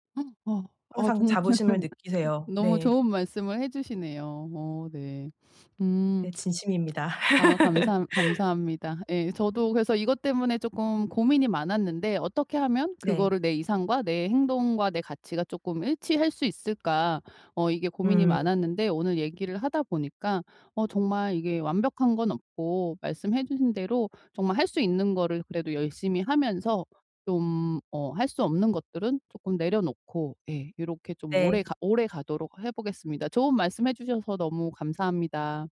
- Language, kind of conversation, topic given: Korean, advice, 어떻게 하면 내 행동이 내 가치관과 일치하도록 만들 수 있을까요?
- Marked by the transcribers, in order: gasp; laughing while speaking: "정말"; other background noise; laugh